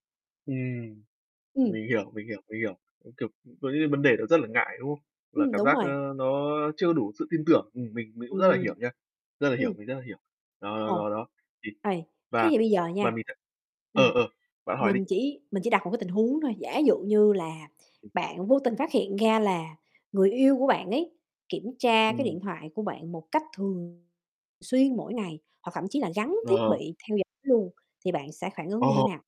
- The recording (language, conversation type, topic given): Vietnamese, unstructured, Có nên kiểm soát điện thoại của người yêu không?
- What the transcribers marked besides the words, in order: tapping; distorted speech; laughing while speaking: "Ồ"